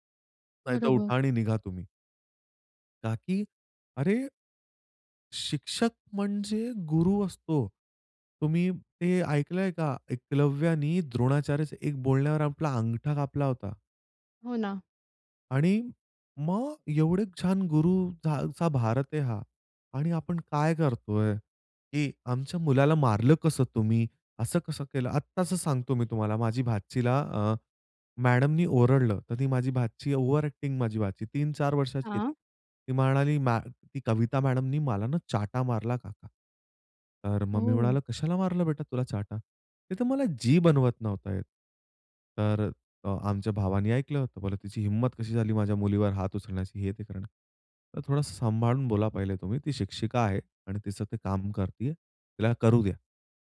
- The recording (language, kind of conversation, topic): Marathi, podcast, शाळेतल्या एखाद्या शिक्षकामुळे कधी शिकायला प्रेम झालंय का?
- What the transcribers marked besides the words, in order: in English: "ओव्हर ॲक्टिंग"; in Hindi: "चाटा"